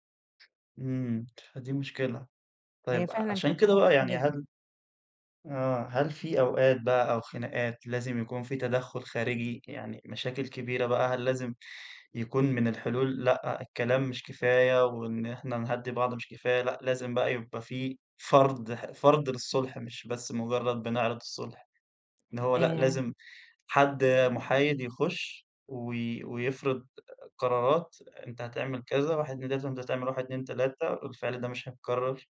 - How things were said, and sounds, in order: none
- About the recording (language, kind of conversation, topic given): Arabic, podcast, إنت شايف العيلة المفروض تتدخل في الصلح ولا تسيب الطرفين يحلوها بين بعض؟